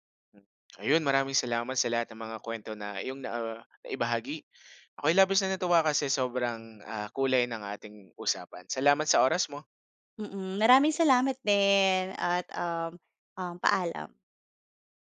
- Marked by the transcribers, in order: other background noise
- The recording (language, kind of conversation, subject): Filipino, podcast, Ano ang mga tinitimbang mo kapag pinag-iisipan mong manirahan sa ibang bansa?